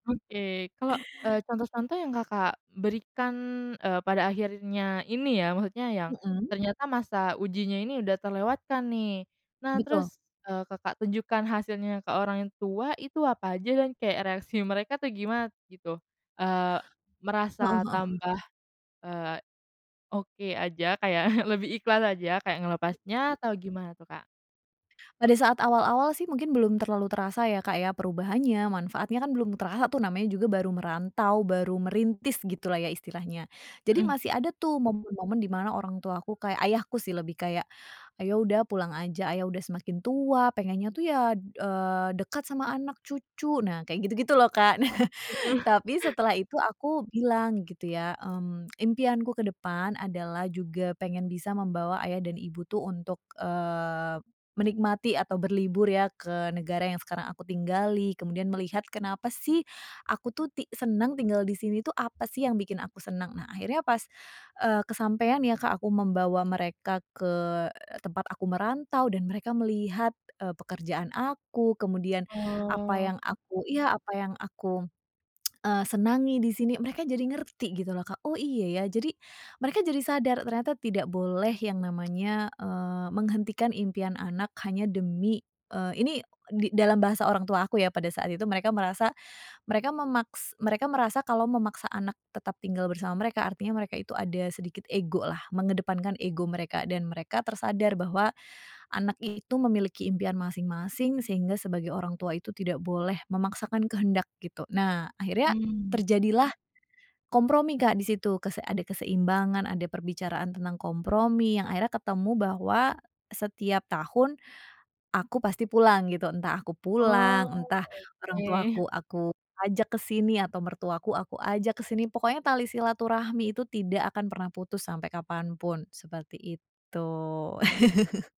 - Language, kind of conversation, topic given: Indonesian, podcast, Apa pengorbanan paling berat yang harus dilakukan untuk meraih sukses?
- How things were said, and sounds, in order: chuckle; "terasa" said as "teraha"; chuckle; lip smack; chuckle